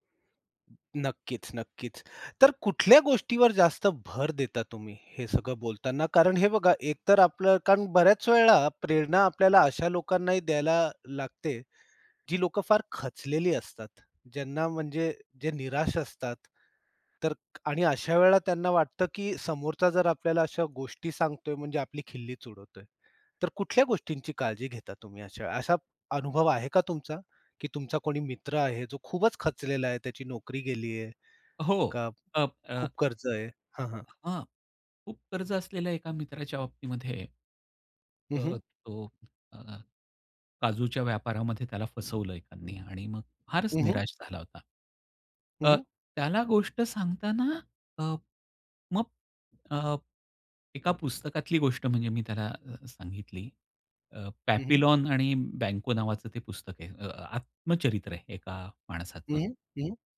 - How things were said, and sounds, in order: other background noise; other noise; tapping
- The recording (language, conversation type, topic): Marathi, podcast, लोकांना प्रेरणा देणारी कथा तुम्ही कशी सांगता?